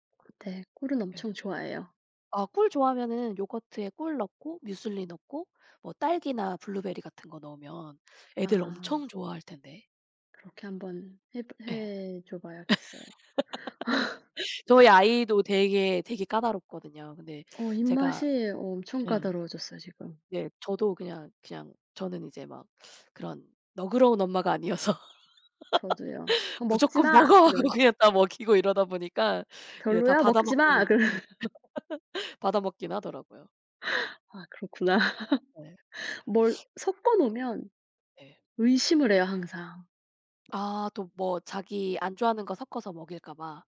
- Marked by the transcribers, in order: other background noise; laugh; laugh; laughing while speaking: "아니어서 무조건 먹어 하고 그냥 갖다 먹이고"; laughing while speaking: "그러"; laugh; laugh
- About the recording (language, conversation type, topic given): Korean, unstructured, 아침에 가장 자주 드시는 음식은 무엇인가요?